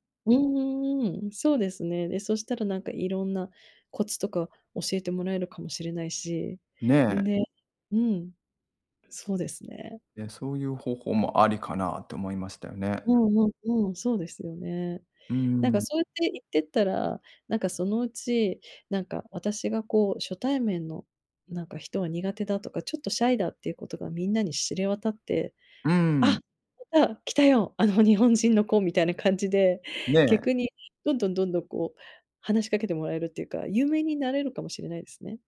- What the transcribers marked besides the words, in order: other background noise; tapping
- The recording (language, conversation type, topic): Japanese, advice, パーティーで居心地が悪いとき、どうすれば楽しく過ごせますか？